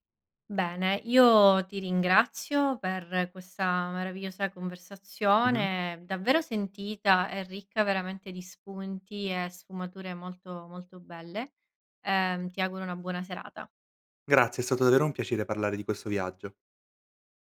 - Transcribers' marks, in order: tapping
- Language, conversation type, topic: Italian, podcast, Qual è stato un viaggio che ti ha cambiato la vita?